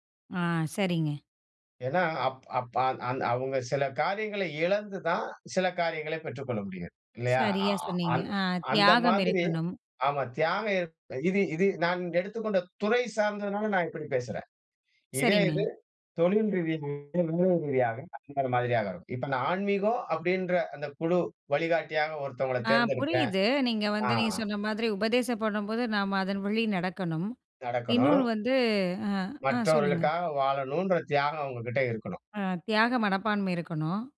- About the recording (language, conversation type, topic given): Tamil, podcast, ஒரு நல்ல வழிகாட்டிக்குத் தேவையான முக்கியமான மூன்று பண்புகள் என்னென்ன?
- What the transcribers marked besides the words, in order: other noise